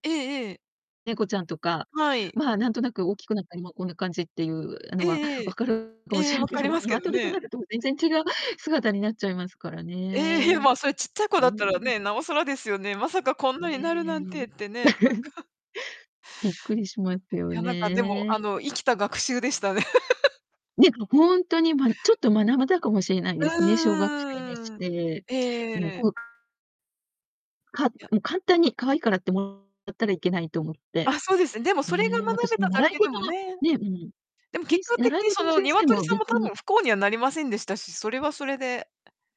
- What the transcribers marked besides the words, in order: distorted speech; other background noise; chuckle; laughing while speaking: "なんか"; laugh
- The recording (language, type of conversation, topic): Japanese, unstructured, ペットがいることで幸せを感じた瞬間は何ですか？